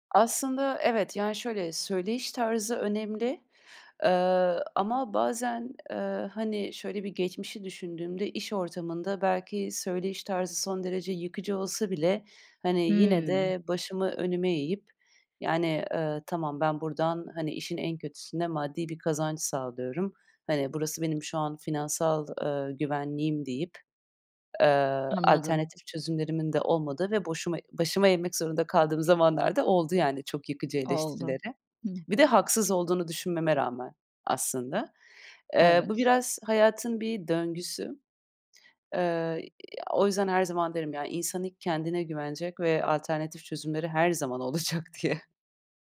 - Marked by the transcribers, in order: tapping; other background noise; other noise; laughing while speaking: "olacak"
- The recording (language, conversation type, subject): Turkish, podcast, Eleştiriyi kafana taktığında ne yaparsın?